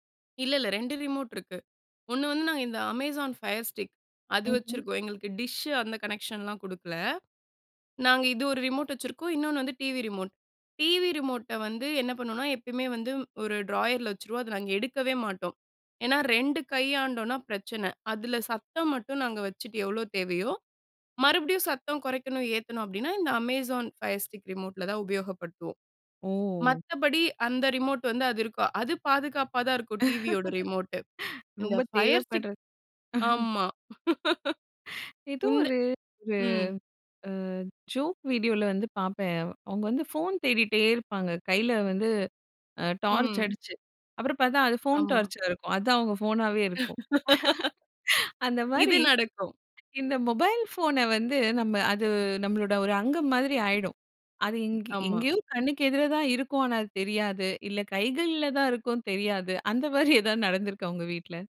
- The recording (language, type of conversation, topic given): Tamil, podcast, மொபைல், ரிமோட் போன்ற பொருட்கள் அடிக்கடி தொலைந்துபோகாமல் இருக்க நீங்கள் என்ன வழிகளைப் பின்பற்றுகிறீர்கள்?
- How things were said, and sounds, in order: in English: "அமேசான் ஃபயர் ஸ்டிக்"; in English: "டிஷ்ஷு"; in English: "கனெக்ஷன்லாம்"; in English: "ட்ராயர்ல"; in English: "அமேசான் ஃபயர் ஸ்டிக் ரிமோட்ல"; laugh; chuckle; in English: "ஃபயர் ஸ்டிக்"; laugh; laugh